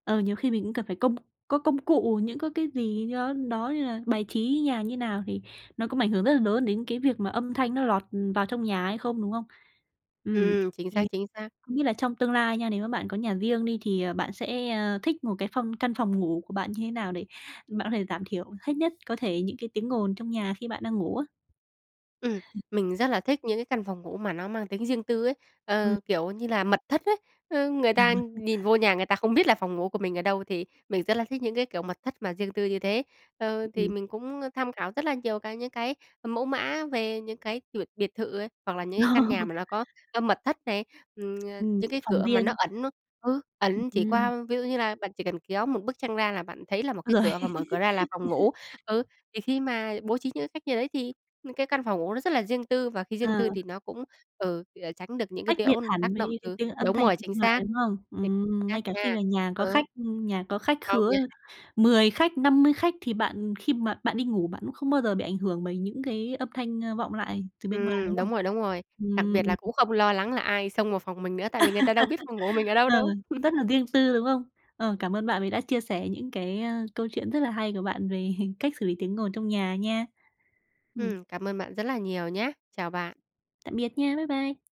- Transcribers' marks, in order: tapping; other noise; laugh; laugh; laughing while speaking: "Rồi"; laugh; other background noise; laugh; laugh
- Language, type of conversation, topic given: Vietnamese, podcast, Bạn xử lý tiếng ồn trong nhà khi ngủ như thế nào?